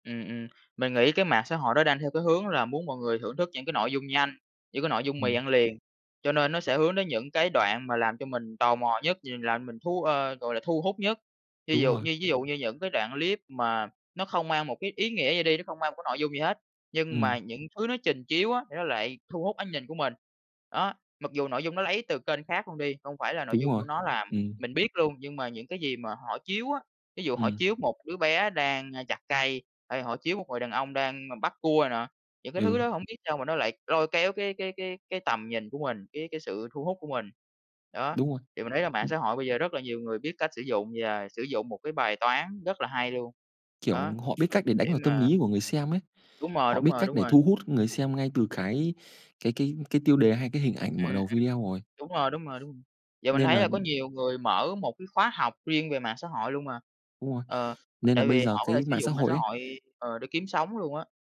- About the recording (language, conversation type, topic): Vietnamese, unstructured, Bạn nghĩ mạng xã hội ảnh hưởng như thế nào đến văn hóa giải trí?
- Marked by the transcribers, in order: tapping; other background noise